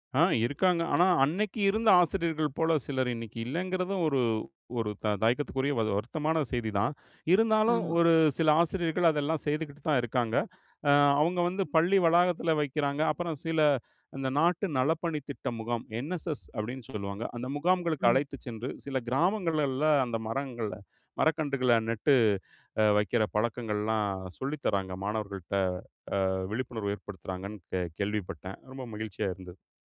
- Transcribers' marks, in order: none
- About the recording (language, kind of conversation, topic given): Tamil, podcast, ஒரு மரம் நீண்ட காலம் வளர்ந்து நிலைத்து நிற்பதில் இருந்து நாம் என்ன பாடம் கற்றுக்கொள்ளலாம்?